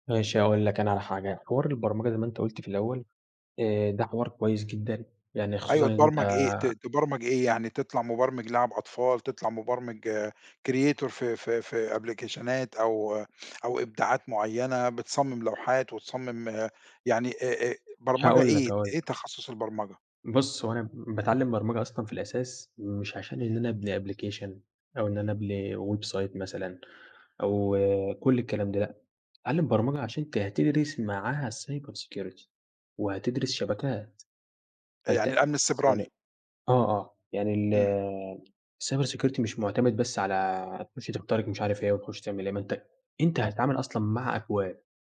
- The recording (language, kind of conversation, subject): Arabic, podcast, إيه أهم نصيحة ممكن تقولها لنفسك وإنت أصغر؟
- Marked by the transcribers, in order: in English: "creator"; in English: "أبليكيشنات"; in English: "application"; in English: "website"; in English: "cyber security"; in English: "الcyber security"